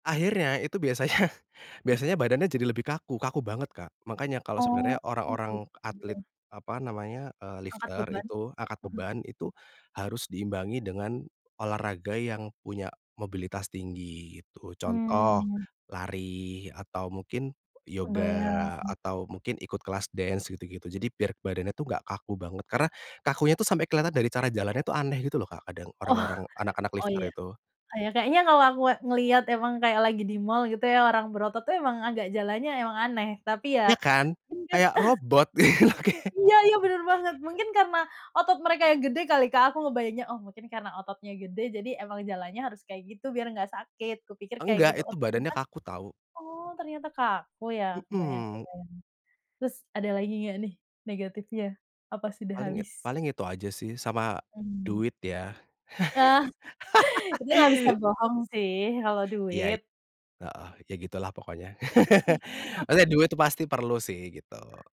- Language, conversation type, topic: Indonesian, podcast, Kapan hobi pernah membuatmu keasyikan sampai lupa waktu?
- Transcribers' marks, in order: laughing while speaking: "biasanya"; in English: "lifter"; in English: "lifter"; unintelligible speech; laugh; chuckle; laugh; laugh; chuckle